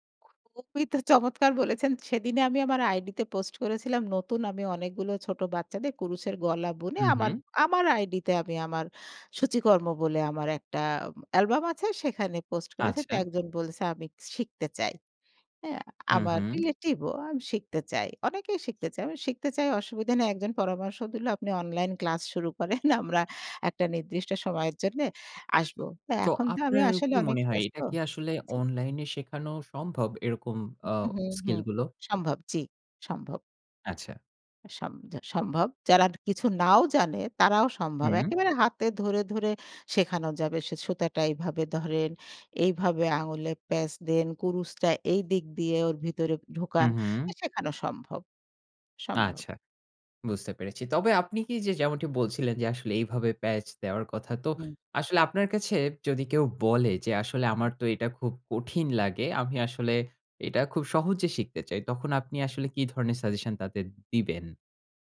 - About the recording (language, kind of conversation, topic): Bengali, podcast, তোমার সবচেয়ে প্রিয় শখ কোনটি, আর সেটা তোমার ভালো লাগে কেন?
- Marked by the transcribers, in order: laughing while speaking: "শুরু করেন"; other noise; tapping; other background noise